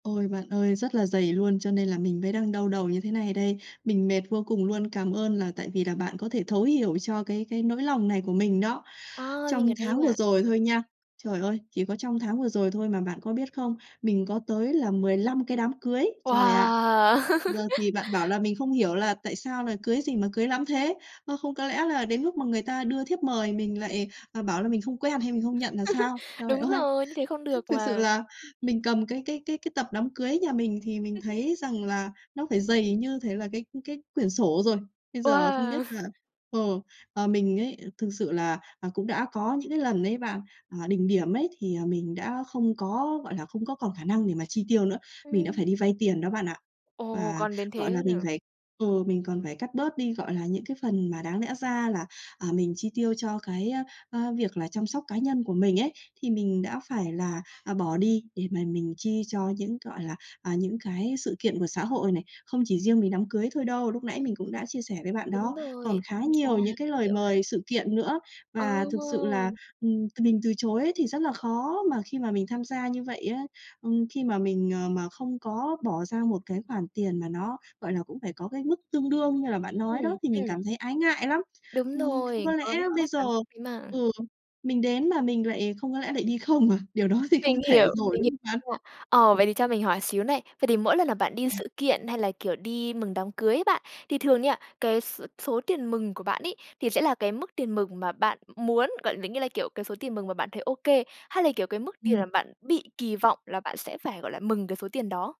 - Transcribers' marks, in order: tapping; other background noise; laugh; laugh; laughing while speaking: "ơi"; other noise; laugh; chuckle; horn; laughing while speaking: "không à?"; laughing while speaking: "đó thì"
- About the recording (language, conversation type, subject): Vietnamese, advice, Áp lực xã hội khiến bạn chi tiêu vượt khả năng như thế nào?